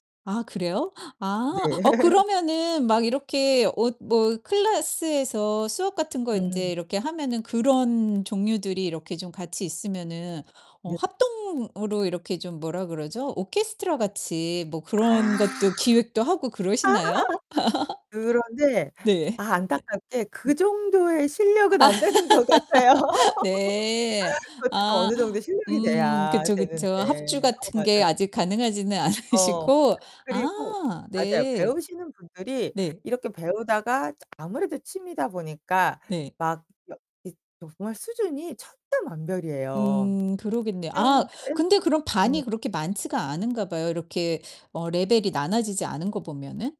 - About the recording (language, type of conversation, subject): Korean, podcast, 이 취미가 일상에 어떤 영향을 주었나요?
- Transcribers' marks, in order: distorted speech; gasp; laugh; gasp; laugh; laugh; laughing while speaking: "않으시고"; other background noise; tapping; unintelligible speech